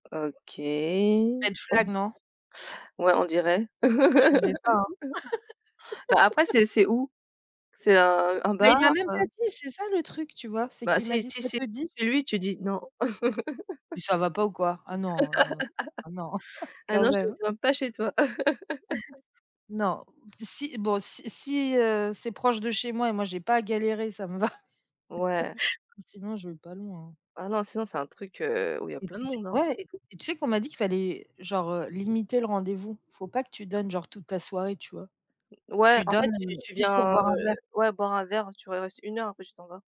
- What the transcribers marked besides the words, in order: drawn out: "OK"; chuckle; in English: "Red flag"; laugh; laugh; chuckle; chuckle; laugh; laugh
- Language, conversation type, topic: French, unstructured, Comment réagirais-tu si ton partenaire refusait de parler de l’avenir ?